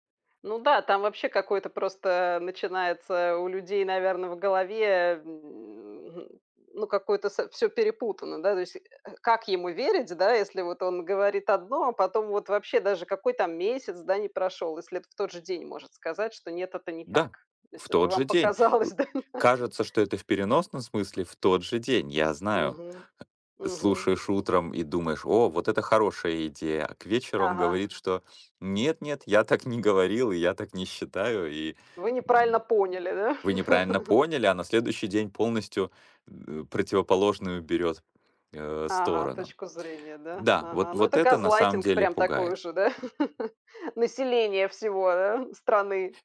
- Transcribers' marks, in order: tapping; laughing while speaking: "показалось, да"; chuckle; other background noise; laughing while speaking: "да?"; chuckle; in English: "газлайтинг"; laugh
- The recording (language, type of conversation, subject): Russian, unstructured, Как вы думаете, почему люди не доверяют политикам?